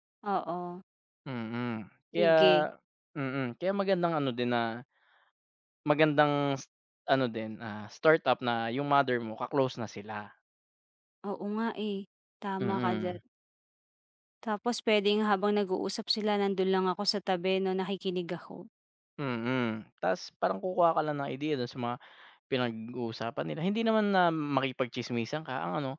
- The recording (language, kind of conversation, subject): Filipino, advice, Paano ako makikipagkapwa nang maayos sa bagong kapitbahay kung magkaiba ang mga gawi namin?
- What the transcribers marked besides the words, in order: tapping; other background noise